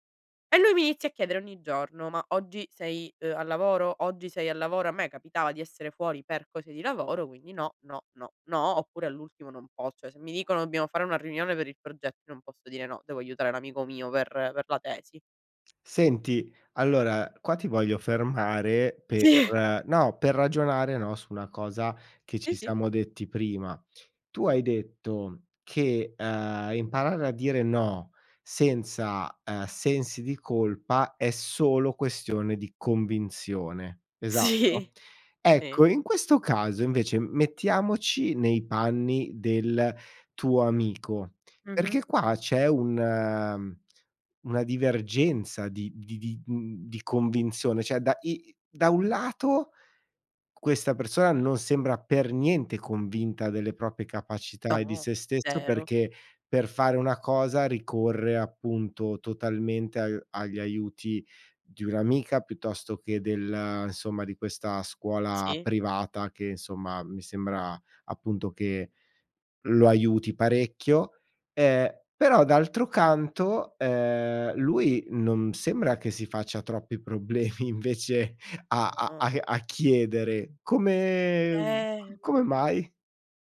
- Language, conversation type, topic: Italian, podcast, In che modo impari a dire no senza sensi di colpa?
- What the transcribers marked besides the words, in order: laughing while speaking: "Sì"; laughing while speaking: "Sì"; "proprie" said as "propie"; laughing while speaking: "problemi invece"